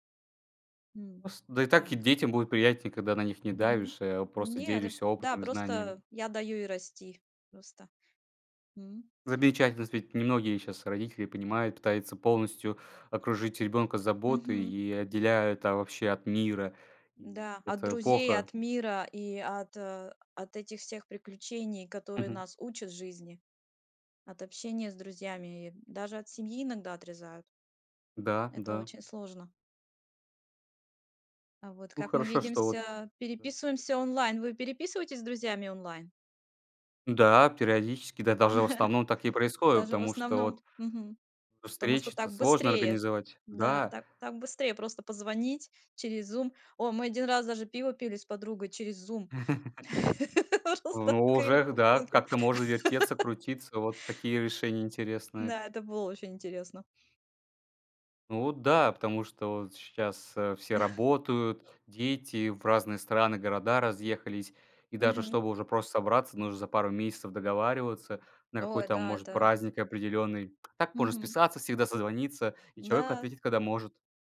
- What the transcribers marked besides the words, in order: tapping; other background noise; other noise; chuckle; chuckle; laugh; laughing while speaking: "Просто открыли по бутылке"; laugh; chuckle
- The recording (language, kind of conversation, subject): Russian, unstructured, Как ты обычно проводишь время с семьёй или друзьями?